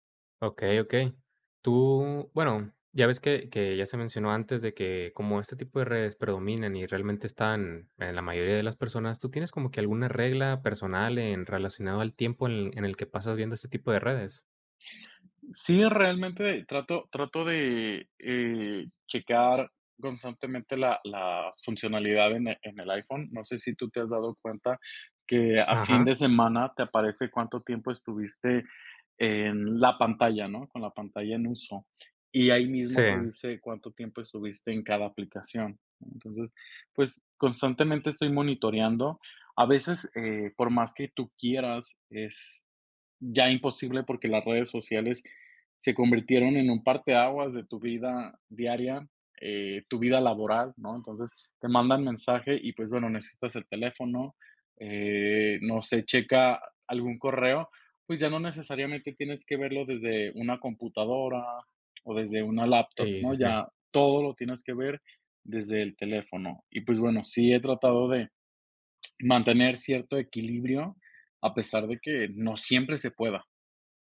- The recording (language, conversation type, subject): Spanish, podcast, ¿Qué te gusta y qué no te gusta de las redes sociales?
- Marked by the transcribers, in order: none